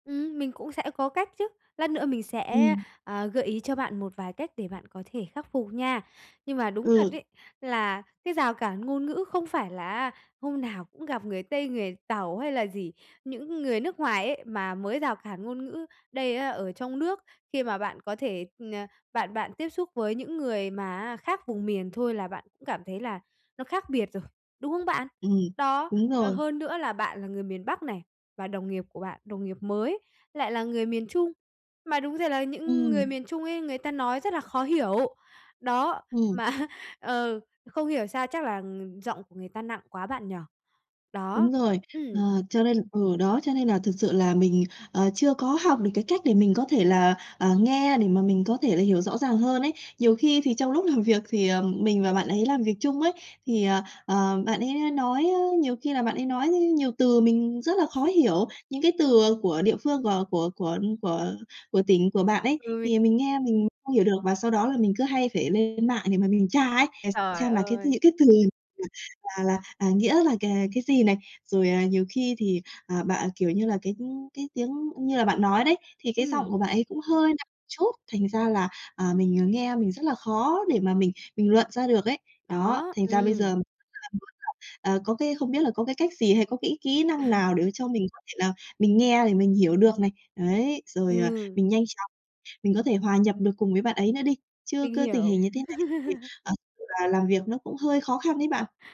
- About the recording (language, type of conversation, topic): Vietnamese, advice, Bạn gặp những khó khăn gì khi giao tiếp hằng ngày do rào cản ngôn ngữ?
- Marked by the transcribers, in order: tapping; laughing while speaking: "mà á"; other background noise; other noise; unintelligible speech; unintelligible speech; chuckle; chuckle